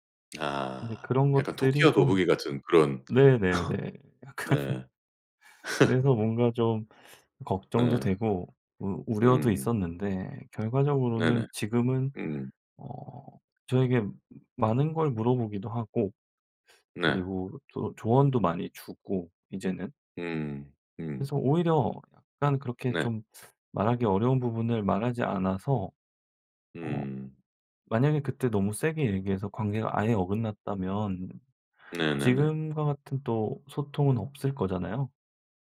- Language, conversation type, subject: Korean, podcast, 가족에게 진실을 말하기는 왜 어려울까요?
- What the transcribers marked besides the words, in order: laughing while speaking: "약간"; laugh; other background noise; tapping